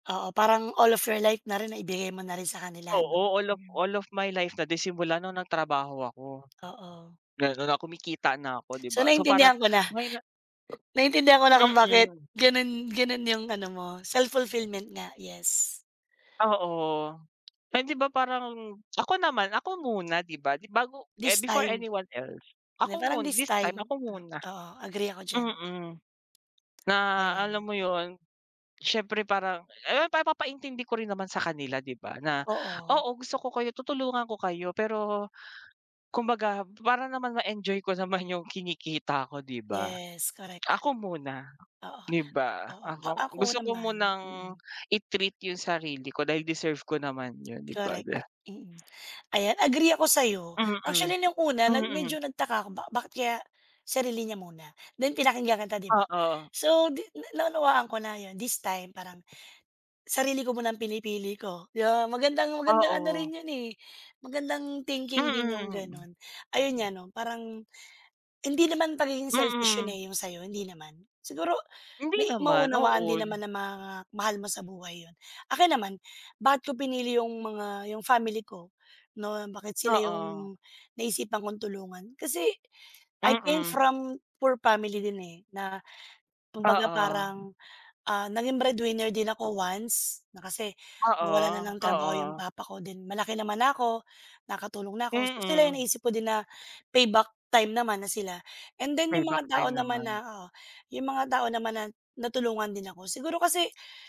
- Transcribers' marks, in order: tapping; other background noise; other noise; in English: "before anyone else"; door; in English: "I came from poor family"; in English: "payback time"
- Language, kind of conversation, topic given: Filipino, unstructured, Sino ang unang taong gusto mong tulungan kapag nagkaroon ka ng pera?